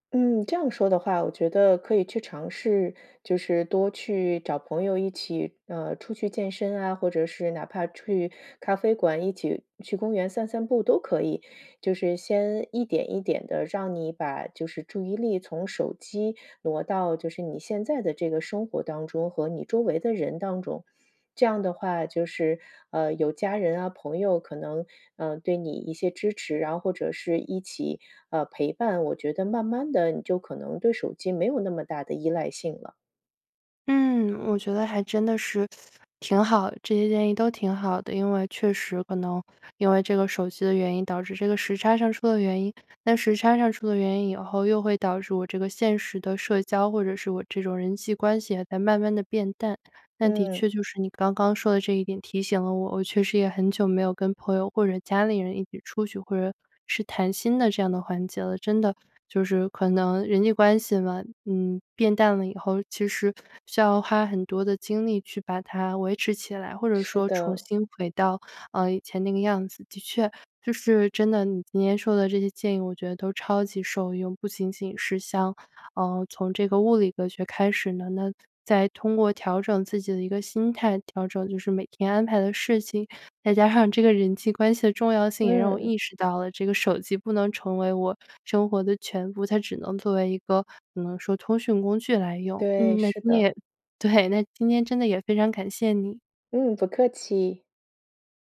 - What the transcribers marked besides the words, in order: teeth sucking; laughing while speaking: "对"
- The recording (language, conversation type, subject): Chinese, advice, 晚上玩手机会怎样影响你的睡前习惯？